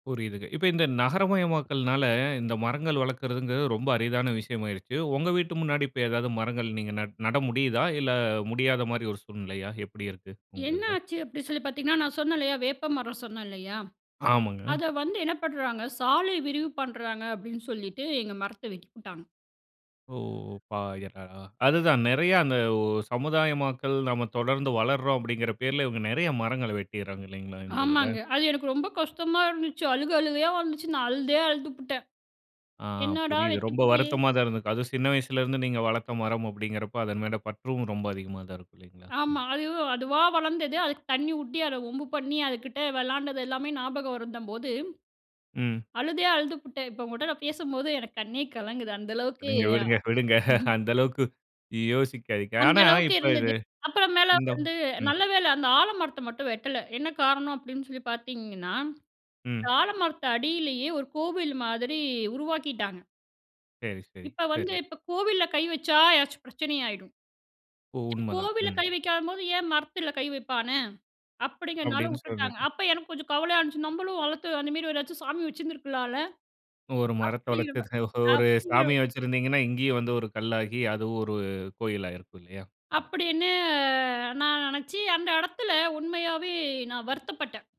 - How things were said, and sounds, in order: tapping; unintelligible speech; other background noise; "வரும்போது" said as "வருந்தம்போது"; laugh; other noise; drawn out: "அப்படின்னு"
- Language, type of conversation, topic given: Tamil, podcast, வீட்டுக்கு முன் ஒரு மரம் நட்டால் என்ன நன்மைகள் கிடைக்கும்?